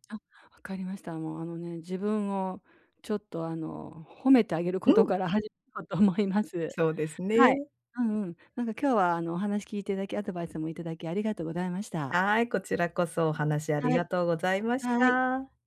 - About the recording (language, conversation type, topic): Japanese, advice, 批判や拒絶を受けたときでも、自己肯定感を保つための習慣をどう作ればよいですか？
- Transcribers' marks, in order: tapping